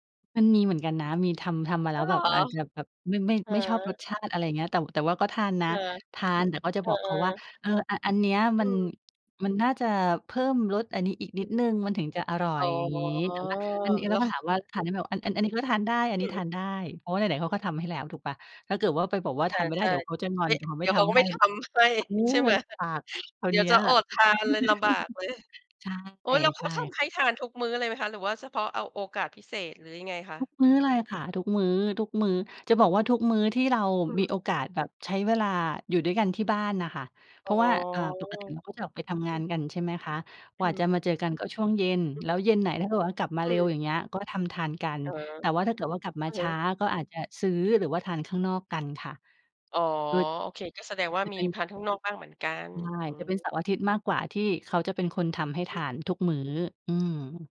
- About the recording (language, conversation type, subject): Thai, podcast, คุณคิดอย่างไรเกี่ยวกับการให้พื้นที่ส่วนตัวในความสัมพันธ์ของคู่รัก?
- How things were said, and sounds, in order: drawn out: "อ๋อ"; laughing while speaking: "ทำให้ ใช่ไหม"; chuckle